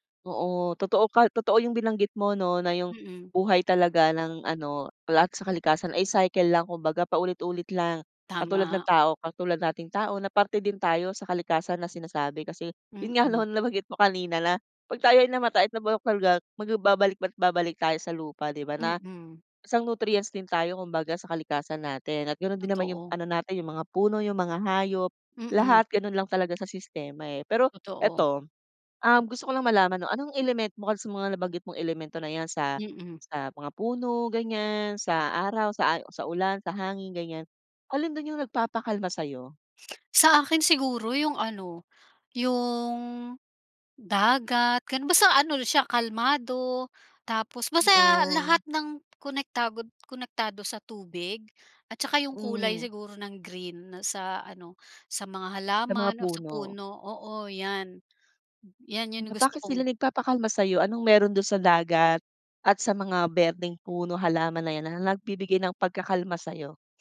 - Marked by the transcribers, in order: laughing while speaking: "nga 'no, nabanggit mo kanina"; tapping; breath; tongue click; wind
- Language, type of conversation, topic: Filipino, podcast, Ano ang pinakamahalagang aral na natutunan mo mula sa kalikasan?